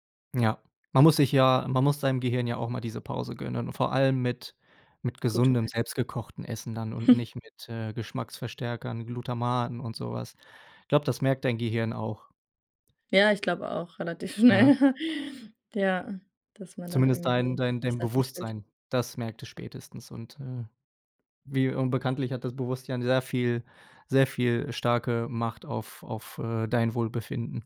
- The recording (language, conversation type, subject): German, advice, Wie kann ich meine Essensplanung verbessern, damit ich seltener Fast Food esse?
- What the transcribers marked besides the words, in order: other background noise; chuckle; laughing while speaking: "schnell"; giggle